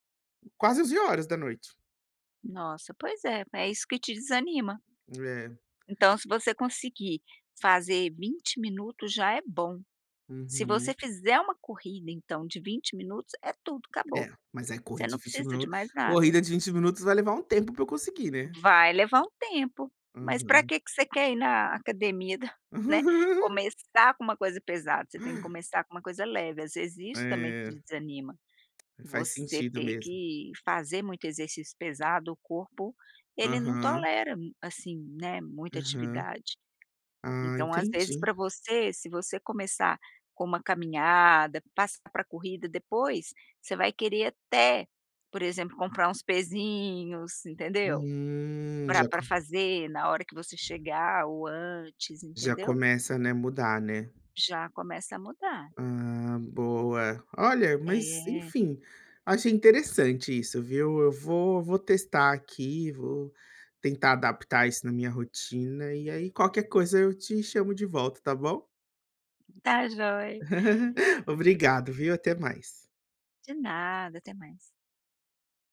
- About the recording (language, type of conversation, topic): Portuguese, advice, Como posso lidar com a falta de motivação para manter hábitos de exercício e alimentação?
- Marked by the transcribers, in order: other background noise; tapping; chuckle; drawn out: "Hum"; chuckle